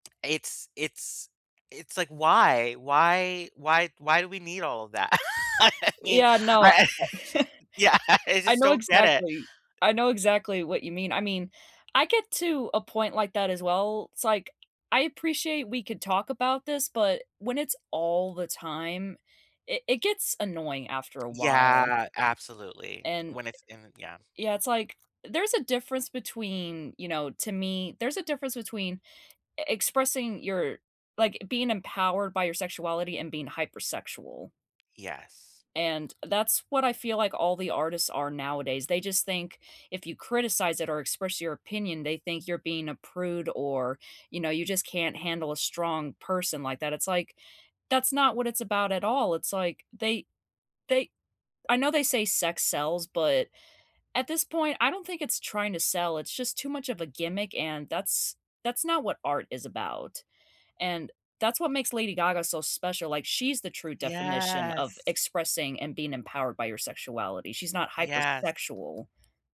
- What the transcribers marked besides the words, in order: laughing while speaking: "that? I mean, I Yeah"; chuckle; drawn out: "Yes"
- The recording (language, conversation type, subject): English, unstructured, What song reminds you of a special time?
- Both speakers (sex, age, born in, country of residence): female, 25-29, United States, United States; male, 35-39, United States, United States